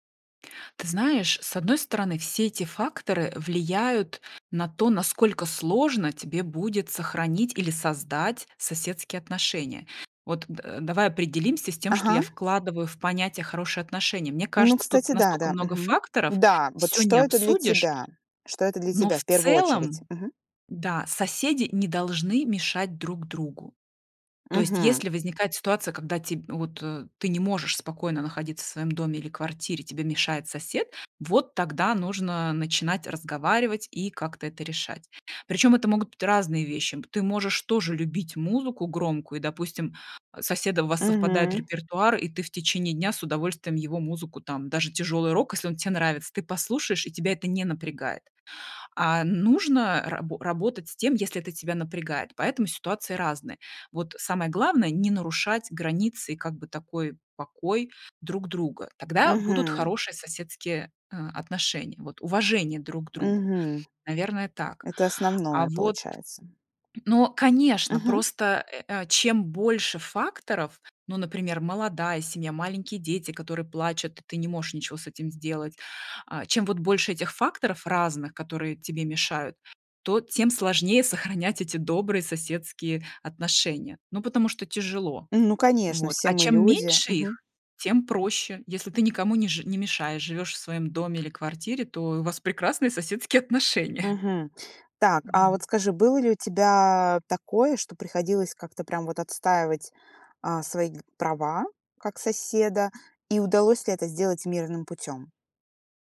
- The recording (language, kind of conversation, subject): Russian, podcast, Что, по‑твоему, значит быть хорошим соседом?
- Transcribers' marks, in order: other background noise; tapping; throat clearing; laughing while speaking: "отношения"